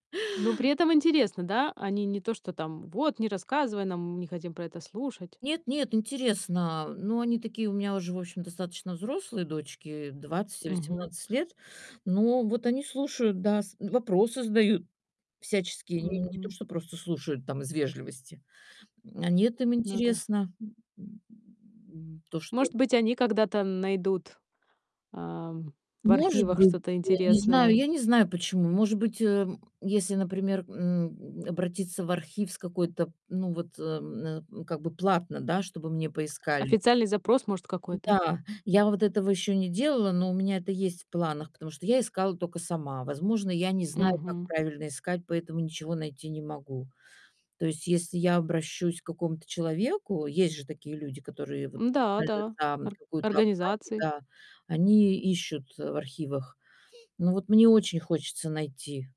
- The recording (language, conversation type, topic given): Russian, podcast, Есть ли в вашей семье особые истории о предках?
- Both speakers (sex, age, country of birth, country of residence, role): female, 40-44, Ukraine, United States, host; female, 60-64, Russia, Italy, guest
- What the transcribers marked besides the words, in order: tapping; other background noise; grunt